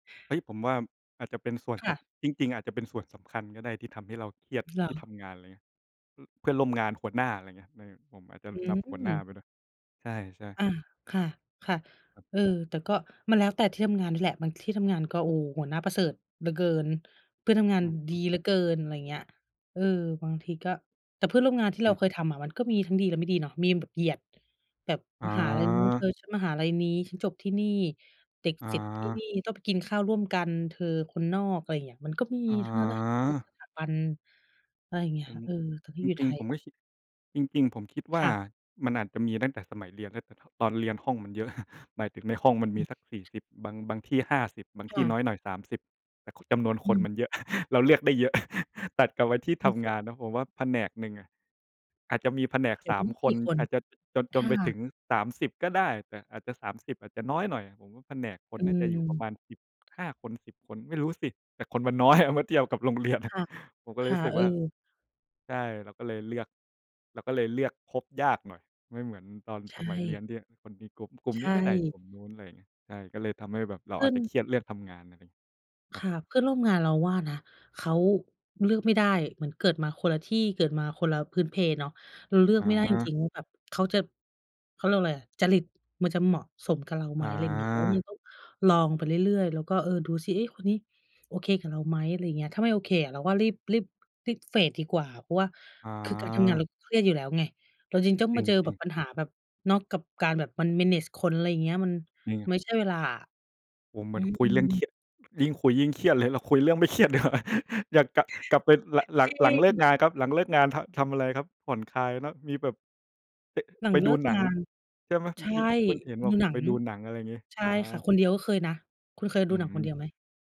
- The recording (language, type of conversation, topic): Thai, unstructured, เวลาทำงานแล้วรู้สึกเครียด คุณมีวิธีผ่อนคลายอย่างไร?
- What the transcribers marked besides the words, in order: tapping; chuckle; chuckle; in English: "เฟด"; in English: "manage"; laughing while speaking: "เลย เราคุยเรื่องไม่เครียดดีกว่า อย่างกับ กลับไปล่ะ หลัง"; chuckle